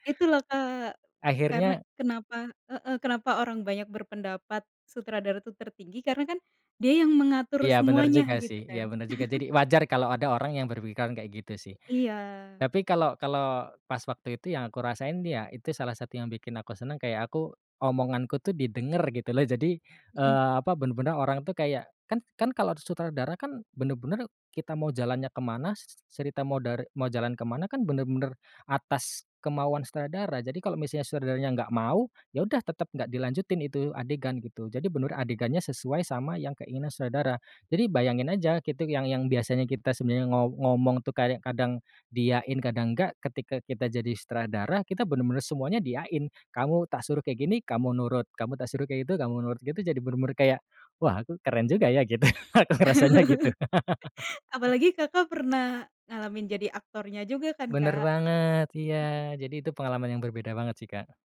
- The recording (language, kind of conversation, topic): Indonesian, podcast, Apakah kamu pernah membuat karya yang masih kamu hargai sampai hari ini?
- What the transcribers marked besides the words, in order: tapping; chuckle; "berpikiran" said as "berpikeran"; "kitu" said as "gitu"; chuckle; laughing while speaking: "gitu, aku ngerasanya gitu"; laugh; other background noise